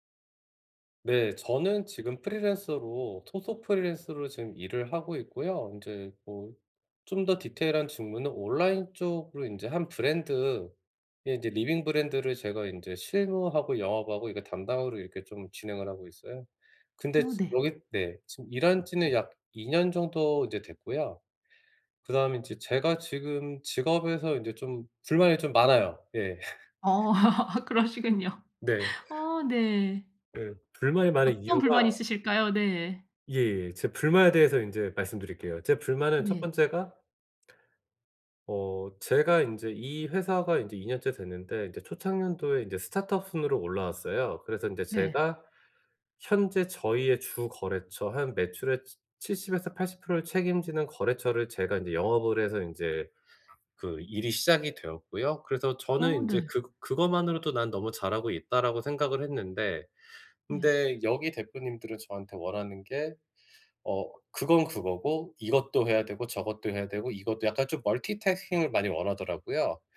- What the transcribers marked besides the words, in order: laugh; laughing while speaking: "그러시군요"
- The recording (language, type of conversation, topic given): Korean, advice, 언제 직업을 바꾸는 것이 적기인지 어떻게 판단해야 하나요?